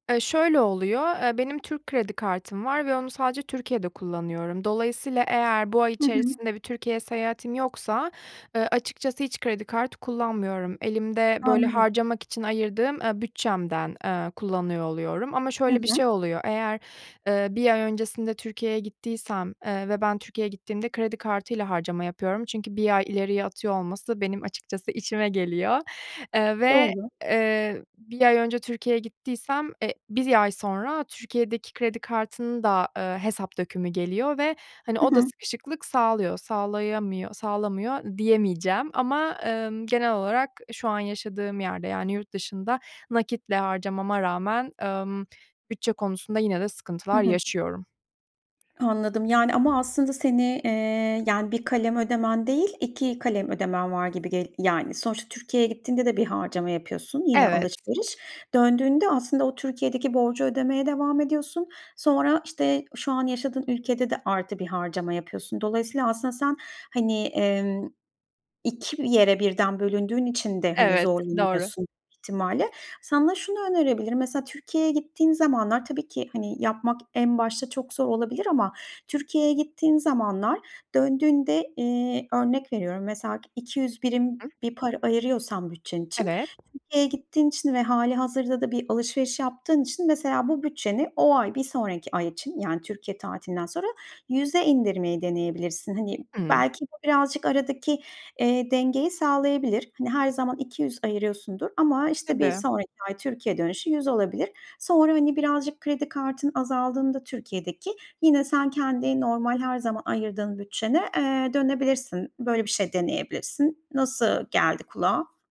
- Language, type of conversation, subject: Turkish, advice, Aylık harcamalarımı kontrol edemiyor ve bütçe yapamıyorum; bunu nasıl düzeltebilirim?
- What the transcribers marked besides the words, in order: tapping; other background noise